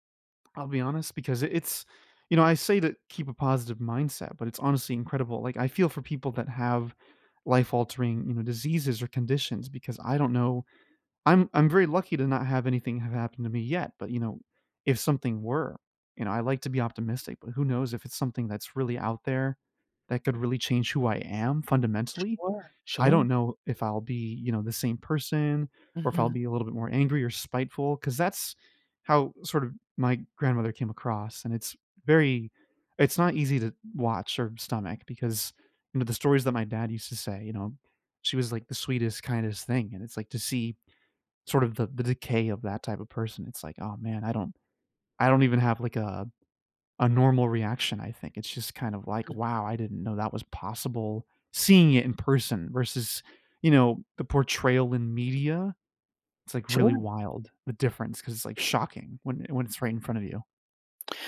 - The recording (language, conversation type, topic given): English, unstructured, How should I approach conversations about my aging and health changes?
- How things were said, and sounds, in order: background speech; tapping; stressed: "seeing"